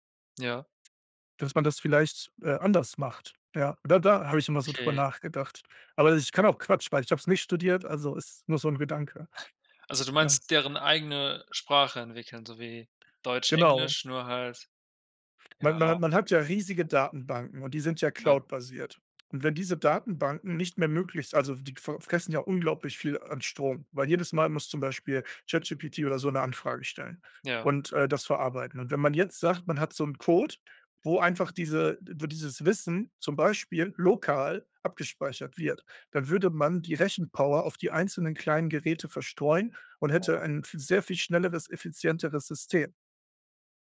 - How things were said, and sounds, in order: none
- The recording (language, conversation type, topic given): German, unstructured, Wie bist du zu deinem aktuellen Job gekommen?